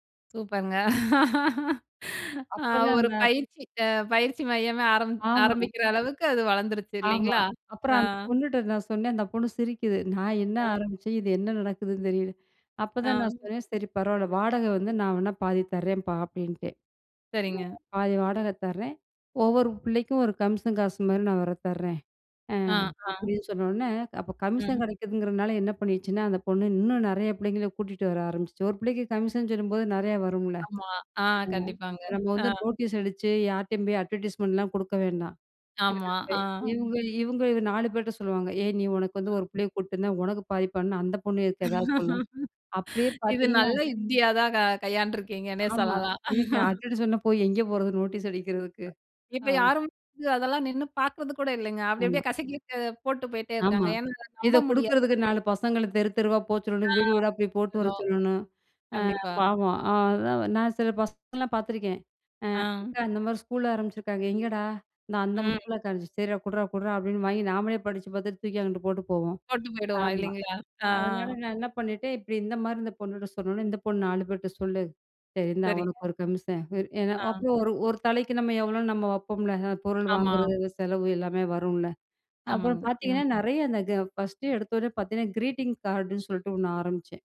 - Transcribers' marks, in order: laughing while speaking: "ஆ ஒரு பயிற்சி அ பயிற்சி … வளந்துருச்சு இல்லைங்களா? அ"; laughing while speaking: "நான் என்ன ஆரம்பிச்சேன் இது என்ன நடக்குதுன்னு தெரியல"; other noise; in English: "நோட்டீஸ்"; in English: "அட்வர்டைஸ்மென்ட்லாம்"; unintelligible speech; laughing while speaking: "இது நல்ல யுக்தியா தான் கை கையாண்டு இருக்கீங்கன்னே சொல்லலாம்"; in English: "அட்வர்டைஸ்மென்ட்லாம்"; in English: "நோட்டீஸ்"; unintelligible speech; in English: "கிரீட்டிங் கார்டுன்னு"
- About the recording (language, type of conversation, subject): Tamil, podcast, நீங்கள் தனியாகக் கற்றதை எப்படித் தொழிலாக மாற்றினீர்கள்?